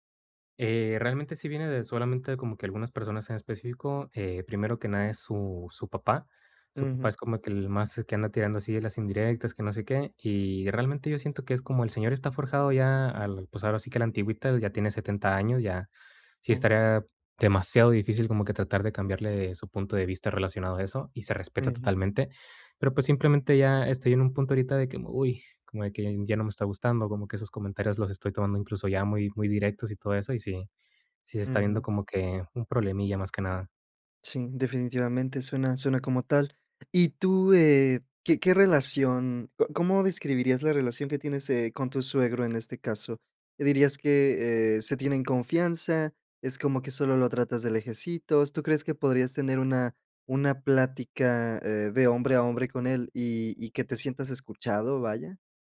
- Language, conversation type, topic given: Spanish, advice, ¿Cómo afecta la presión de tu familia política a tu relación o a tus decisiones?
- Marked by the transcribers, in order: none